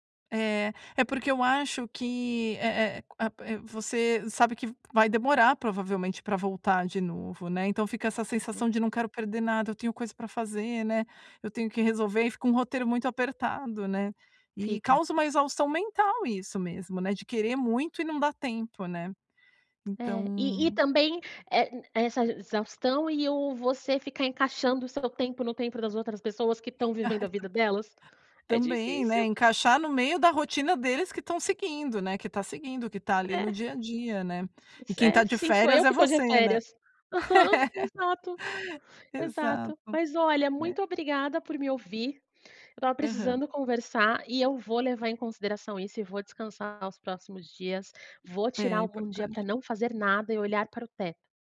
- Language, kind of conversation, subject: Portuguese, advice, Por que continuo me sentindo exausto mesmo depois das férias?
- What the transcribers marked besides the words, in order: tapping; laughing while speaking: "Ai, também"; put-on voice: "Aham, exato"; laugh; other background noise